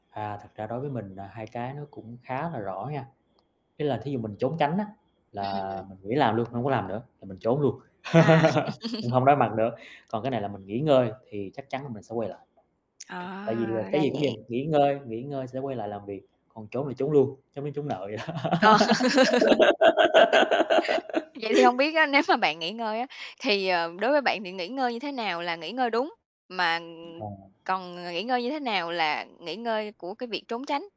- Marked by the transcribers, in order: other background noise; tapping; distorted speech; laugh; laugh; laughing while speaking: "nếu"; giggle; static
- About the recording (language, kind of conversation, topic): Vietnamese, podcast, Bạn đối mặt với cảm giác chán nản khi sáng tác như thế nào?